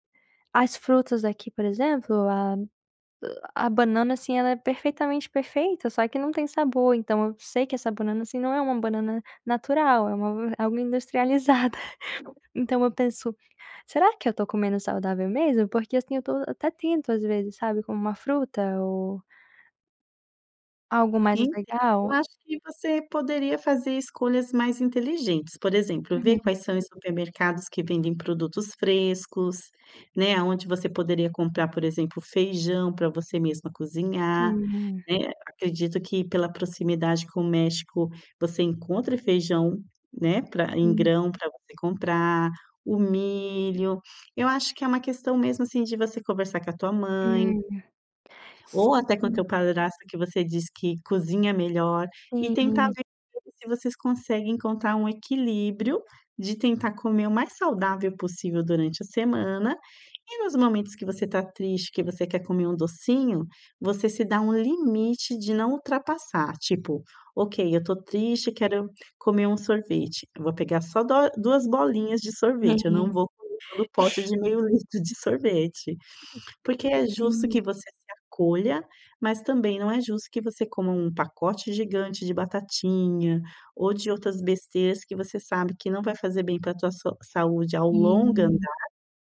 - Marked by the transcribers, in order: laugh; other background noise; sneeze; unintelligible speech
- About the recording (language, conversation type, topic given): Portuguese, advice, Como é que você costuma comer quando está estressado(a) ou triste?